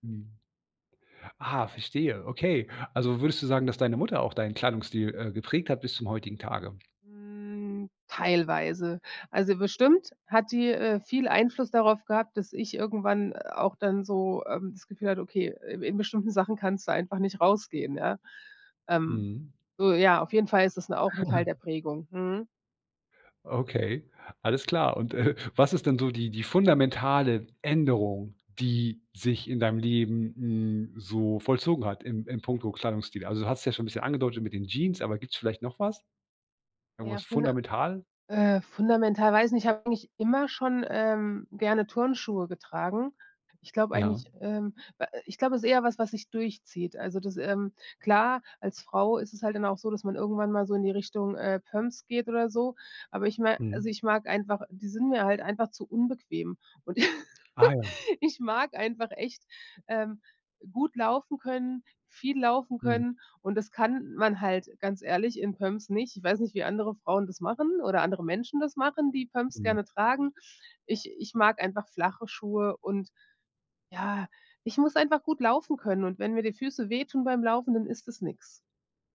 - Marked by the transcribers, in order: drawn out: "Hm"; other noise; chuckle; laugh
- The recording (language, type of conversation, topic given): German, podcast, Wie hat sich dein Kleidungsstil über die Jahre verändert?